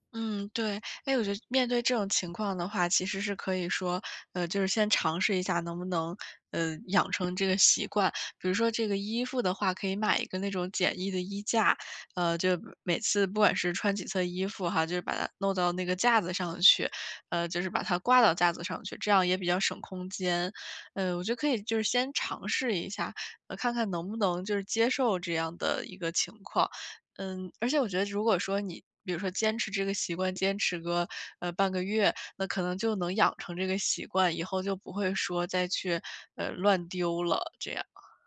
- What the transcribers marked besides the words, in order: none
- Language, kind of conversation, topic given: Chinese, advice, 我该如何减少空间里的杂乱来提高专注力？